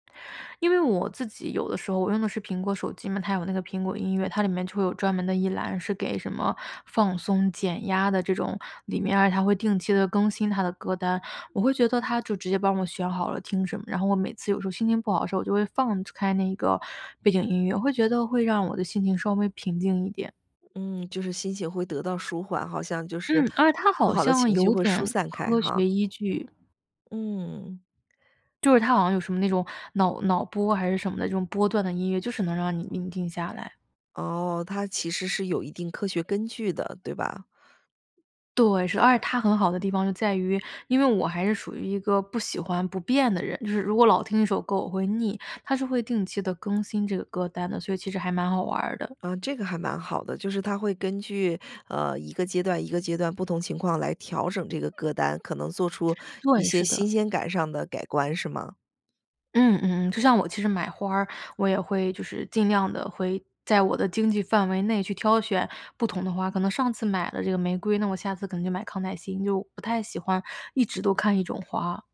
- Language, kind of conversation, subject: Chinese, podcast, 你平常会做哪些小事让自己一整天都更有精神、心情更好吗？
- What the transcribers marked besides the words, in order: none